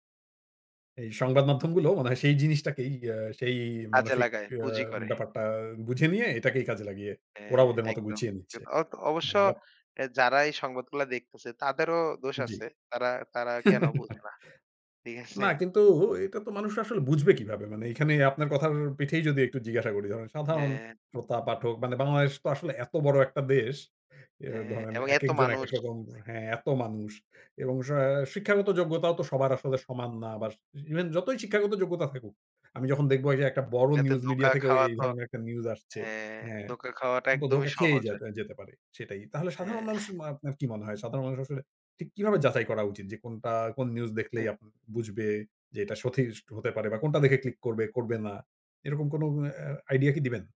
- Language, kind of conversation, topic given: Bengali, podcast, সংবাদমাধ্যম কি সত্য বলছে, নাকি নাটক সাজাচ্ছে?
- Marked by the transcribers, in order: chuckle; alarm; chuckle; "সঠিক" said as "সথিস্ট"